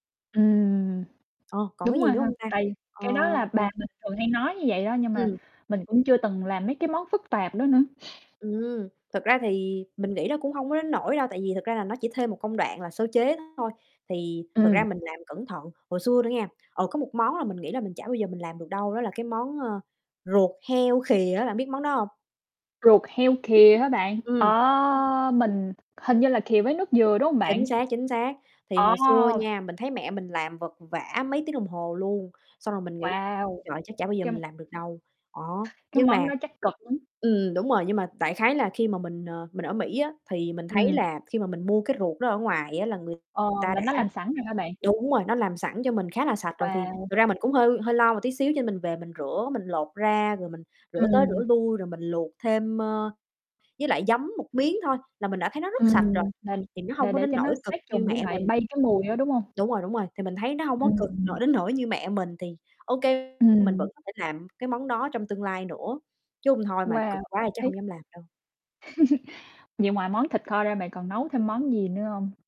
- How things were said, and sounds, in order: tapping; distorted speech; other background noise; chuckle
- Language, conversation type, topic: Vietnamese, unstructured, Lần đầu tiên bạn tự nấu một bữa ăn hoàn chỉnh là khi nào?